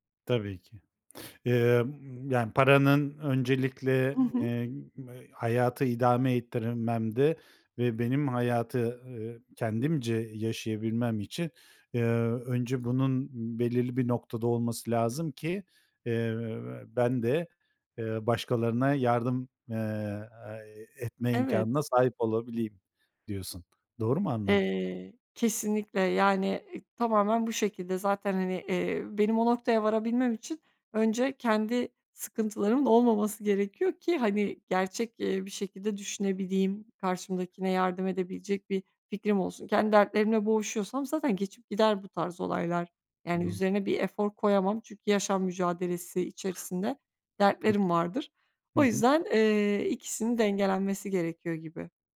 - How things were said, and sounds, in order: other background noise
- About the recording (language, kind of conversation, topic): Turkish, podcast, Para mı yoksa anlam mı senin için öncelikli?